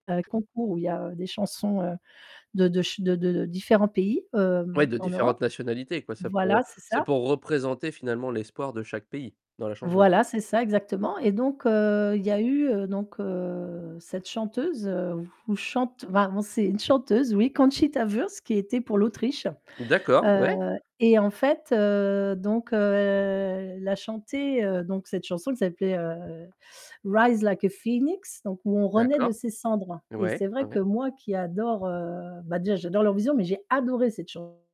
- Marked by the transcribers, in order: static; tapping; drawn out: "heu"; put-on voice: "Rise Like a Phoenix"; stressed: "adoré"; distorted speech
- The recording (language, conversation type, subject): French, podcast, Quelle chanson te rappelle une période importante de ta vie ?